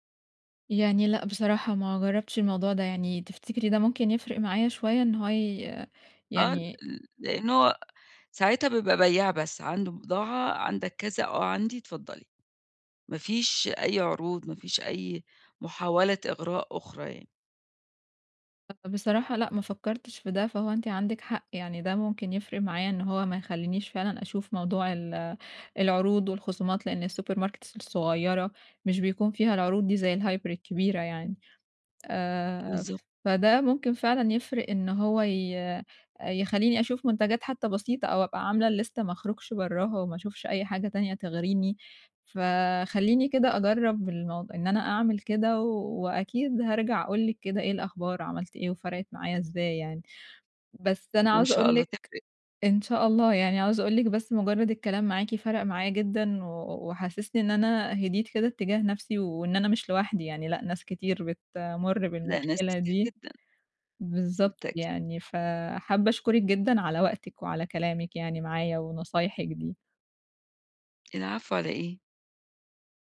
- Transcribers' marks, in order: in English: "الsuper markets"; in English: "الهايبر"; tapping; in English: "الlist"
- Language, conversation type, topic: Arabic, advice, إزاي أفرق بين الحاجة الحقيقية والرغبة اللحظية وأنا بتسوق وأتجنب الشراء الاندفاعي؟